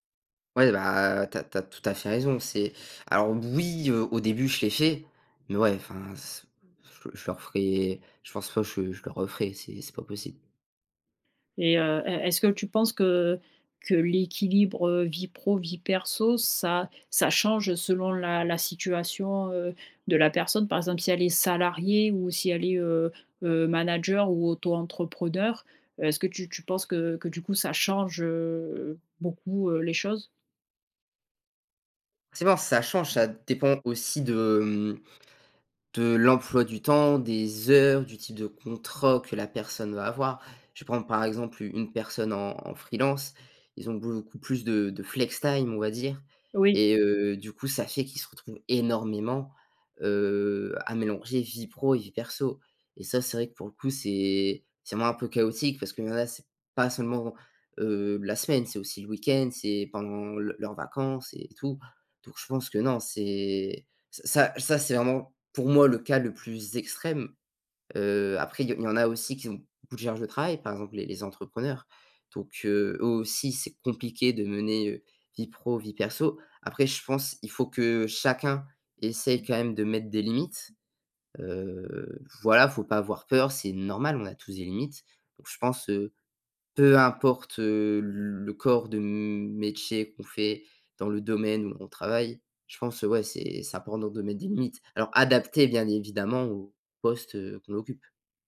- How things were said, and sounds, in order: "beaucoup" said as "boulocoup"; in English: "flextime"
- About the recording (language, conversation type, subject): French, podcast, Comment gères-tu ton équilibre entre vie professionnelle et vie personnelle au quotidien ?